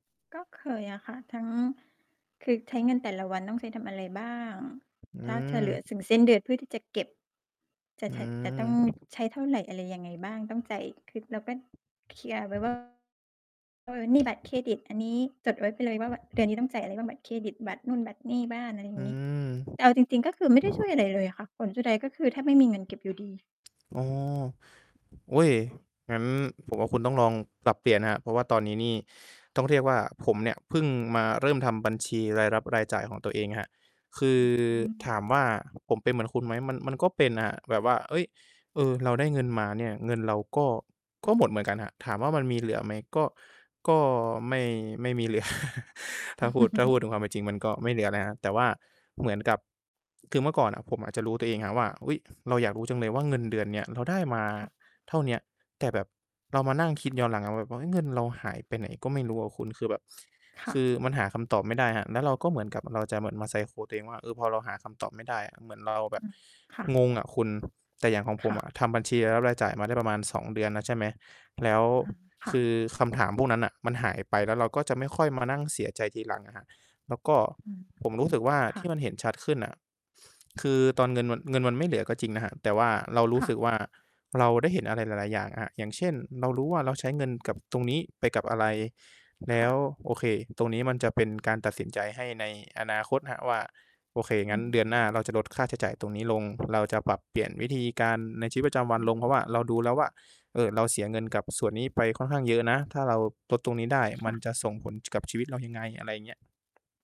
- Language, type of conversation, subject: Thai, unstructured, ทำไมคนส่วนใหญ่ถึงยังมีปัญหาหนี้สินอยู่ตลอดเวลา?
- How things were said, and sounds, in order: distorted speech; wind; other background noise; chuckle; chuckle